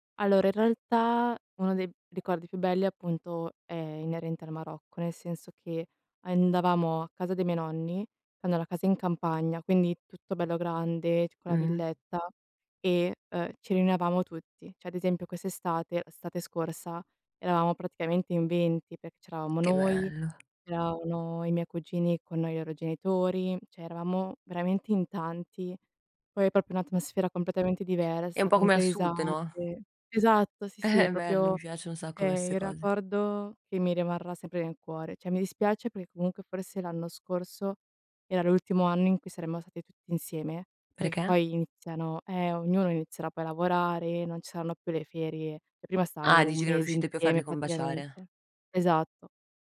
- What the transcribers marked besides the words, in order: "riunivamo" said as "riunavamo"; "Cioè" said as "Ceh"; "cioè" said as "ceh"; other background noise; "proprio" said as "propio"; "ricordo" said as "racordo"
- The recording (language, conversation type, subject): Italian, unstructured, Qual è il ricordo più bello che hai con la tua famiglia?